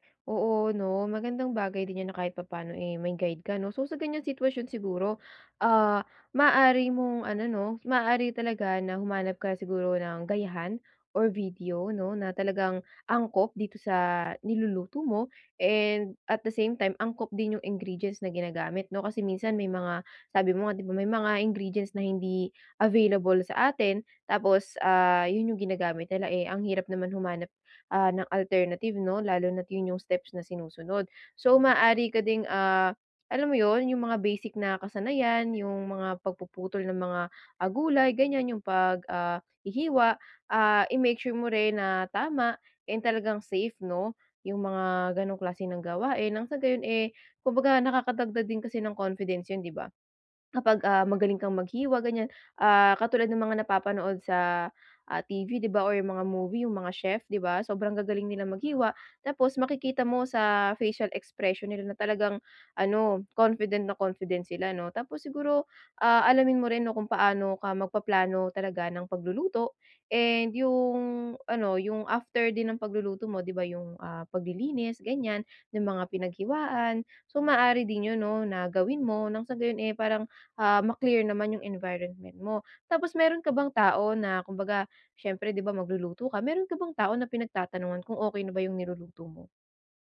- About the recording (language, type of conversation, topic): Filipino, advice, Paano ako mas magiging kumpiyansa sa simpleng pagluluto araw-araw?
- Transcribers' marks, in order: in English: "and at the same time"; in English: "confidence"; in English: "facial expression"; in English: "confident"